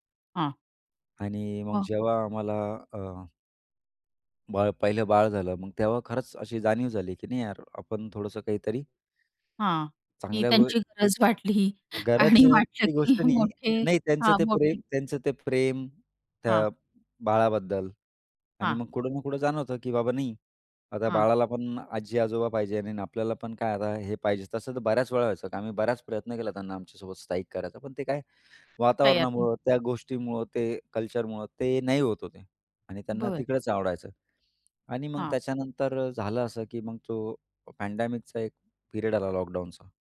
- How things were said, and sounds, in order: laughing while speaking: "वाटली आणि वाटलं की मोठे"; in English: "पँडेमिकचा"; in English: "पिरियड"
- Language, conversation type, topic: Marathi, podcast, कुटुंबाच्या अपेक्षा आपल्या निर्णयांवर कसा प्रभाव टाकतात?